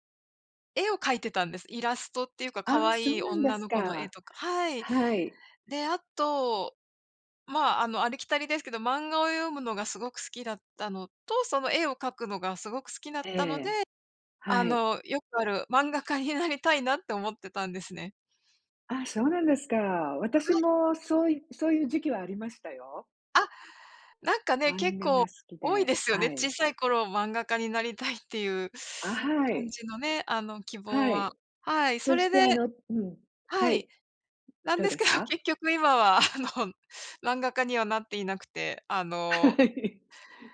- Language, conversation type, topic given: Japanese, unstructured, 子どもの頃に抱いていた夢は何で、今はどうなっていますか？
- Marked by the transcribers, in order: other noise; laughing while speaking: "なんですけど、結局、今は、あの"; laughing while speaking: "はい"